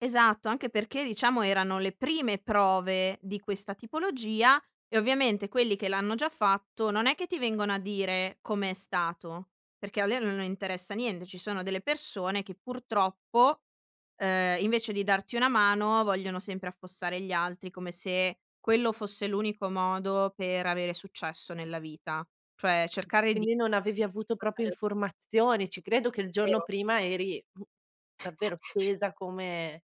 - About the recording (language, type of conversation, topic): Italian, podcast, Come racconti un tuo fallimento senza provare vergogna?
- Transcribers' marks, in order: other noise; "proprio" said as "propio"; chuckle